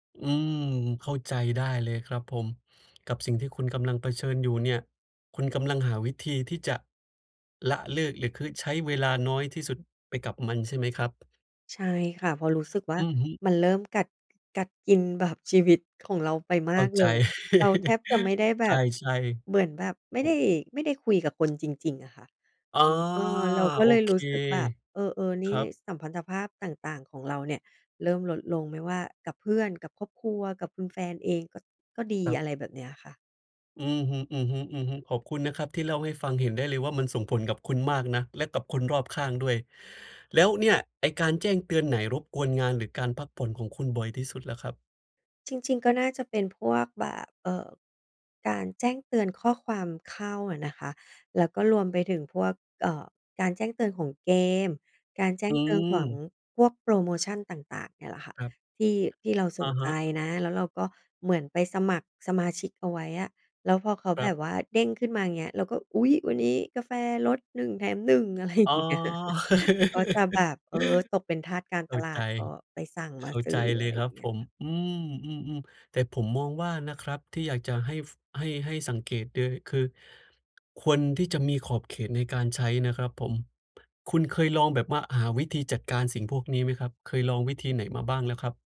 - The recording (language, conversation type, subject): Thai, advice, ฉันจะควบคุมเวลาหน้าจอและการแจ้งเตือนให้ดีขึ้นได้อย่างไร?
- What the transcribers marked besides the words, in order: other background noise; laugh; drawn out: "อา"; laughing while speaking: "อย่างเงี้ย"; laugh; chuckle; "เลย" said as "เดย"